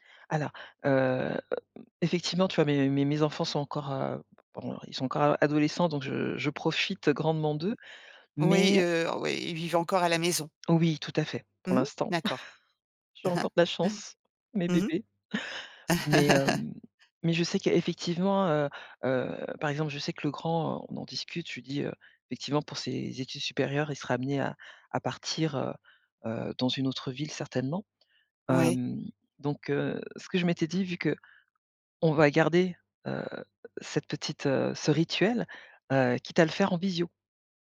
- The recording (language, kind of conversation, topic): French, podcast, Pourquoi le fait de partager un repas renforce-t-il souvent les liens ?
- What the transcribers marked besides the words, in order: drawn out: "heu"; other background noise; chuckle; laughing while speaking: "Mmh mh"; chuckle